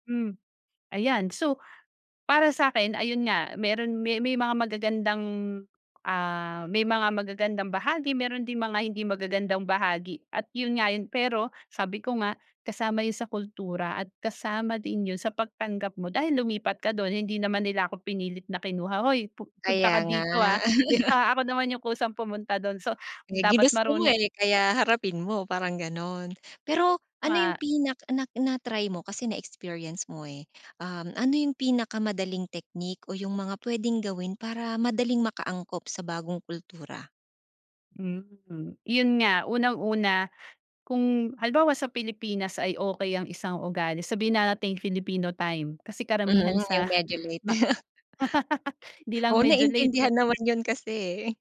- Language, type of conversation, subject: Filipino, podcast, Paano mo ilalarawan ang pakiramdam ng pag-aangkop sa isang bagong kultura?
- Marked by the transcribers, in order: other background noise; laugh; laugh